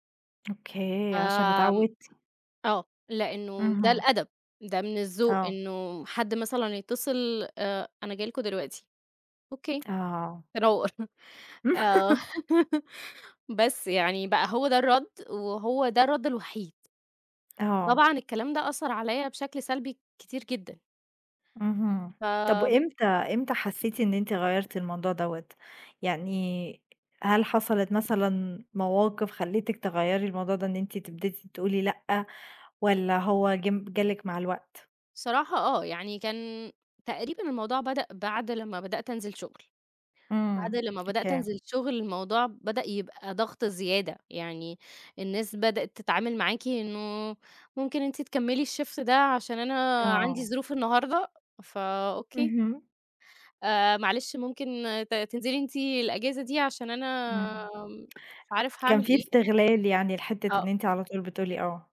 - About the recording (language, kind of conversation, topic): Arabic, podcast, إزاي بتعرف إمتى تقول أيوه وإمتى تقول لأ؟
- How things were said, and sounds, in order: laughing while speaking: "تنور، آه"; laugh; in English: "الshift"